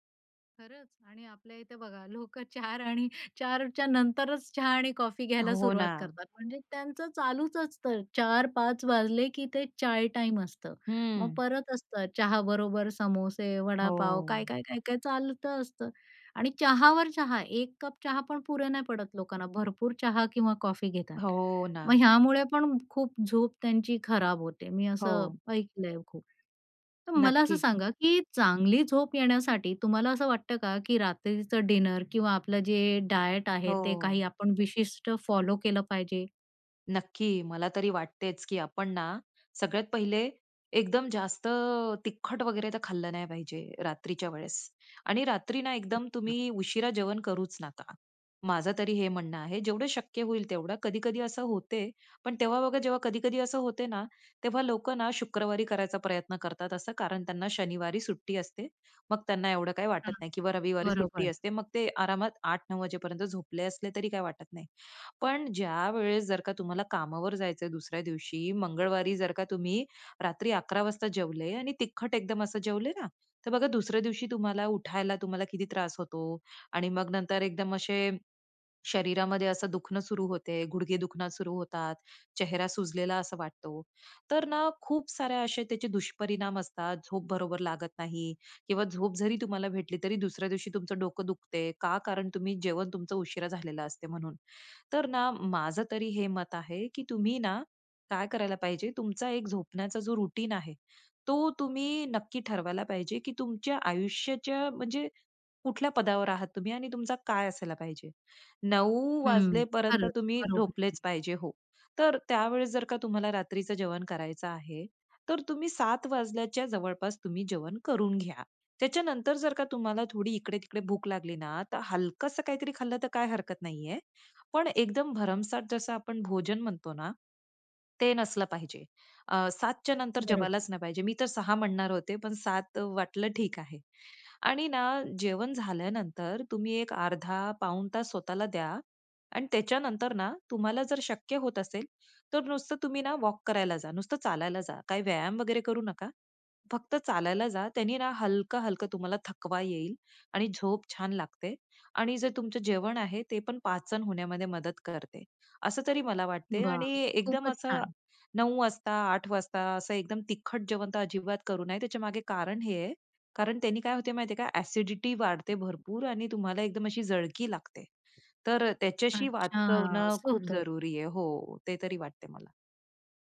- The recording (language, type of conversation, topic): Marathi, podcast, झोपण्यापूर्वी कोणते छोटे विधी तुम्हाला उपयोगी पडतात?
- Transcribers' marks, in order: laughing while speaking: "लोकं चार आणि चारच्या नंतरच"; tapping; in English: "डिनर"; in English: "डायट"; in English: "रूटीन"; other background noise